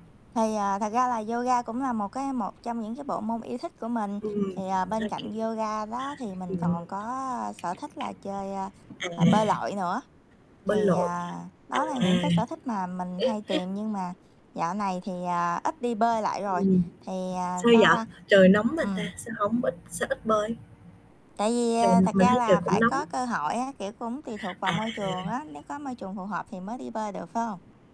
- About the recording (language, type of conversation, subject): Vietnamese, unstructured, Bạn thích môn thể thao nào nhất và vì sao?
- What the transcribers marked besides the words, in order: static; tapping; distorted speech; other background noise; chuckle